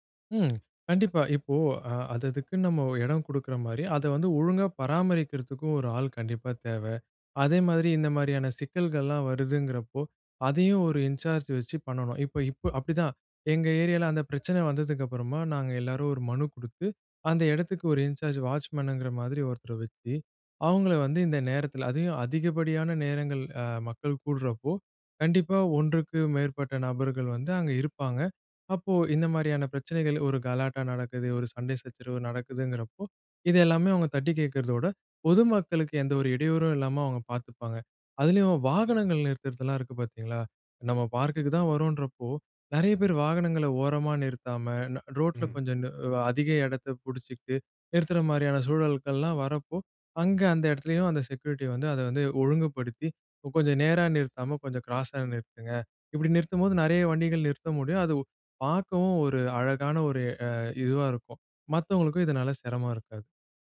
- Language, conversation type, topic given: Tamil, podcast, பொதுப் பகுதியை அனைவரும் எளிதாகப் பயன்படுத்தக்கூடியதாக நீங்கள் எப்படி அமைப்பீர்கள்?
- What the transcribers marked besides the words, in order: in English: "இன்சார்ஜ்"; in English: "இன்சார்ஜ் வாட்ச்மனுங்கிற"; in English: "செக்யூரிட்டி"; in English: "கிராஸா"